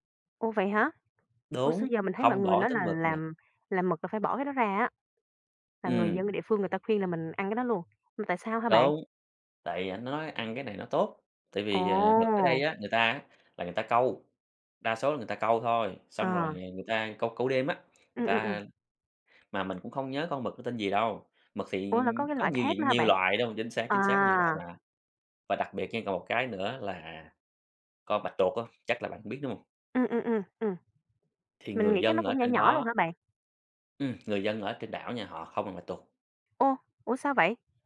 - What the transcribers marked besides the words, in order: tapping; other background noise
- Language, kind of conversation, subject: Vietnamese, podcast, Chuyến du lịch nào khiến bạn nhớ mãi không quên?